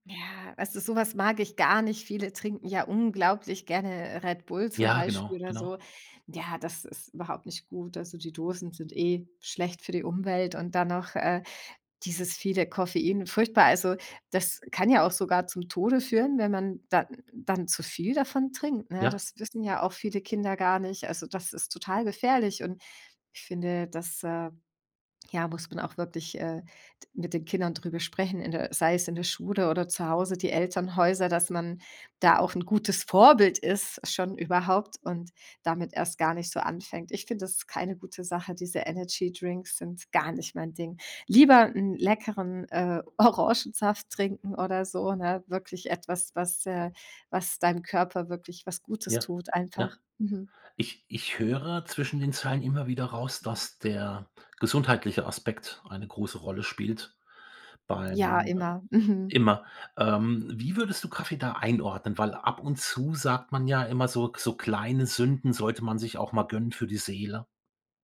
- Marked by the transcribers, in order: put-on voice: "gutes Vorbild ist"; stressed: "gar nicht"; laughing while speaking: "Orangensaft"; other background noise
- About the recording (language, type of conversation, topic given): German, podcast, Welche Rolle spielt Koffein für deine Energie?